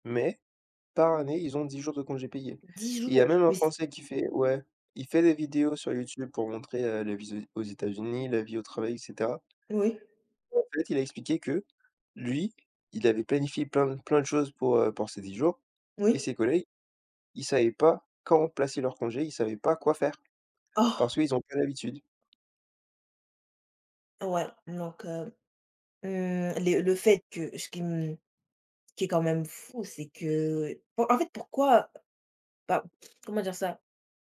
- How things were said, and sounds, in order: surprised: "Oh !"
- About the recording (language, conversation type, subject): French, unstructured, Comment décrirais-tu le plaisir de créer quelque chose de tes mains ?